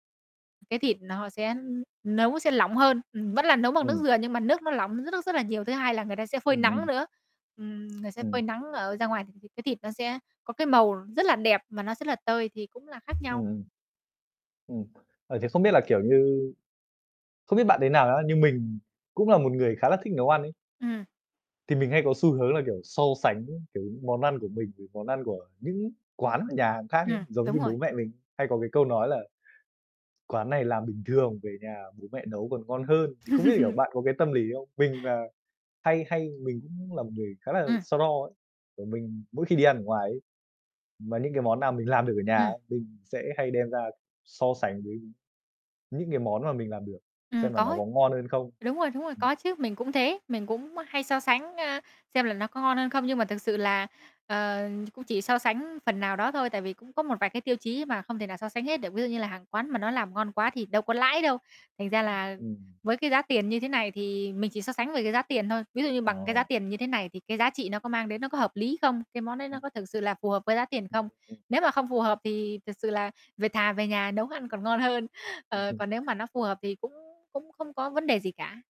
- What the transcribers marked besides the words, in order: other background noise; distorted speech; tapping; laugh; unintelligible speech; unintelligible speech
- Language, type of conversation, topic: Vietnamese, podcast, Sở thích nào khiến bạn quên mất thời gian nhất?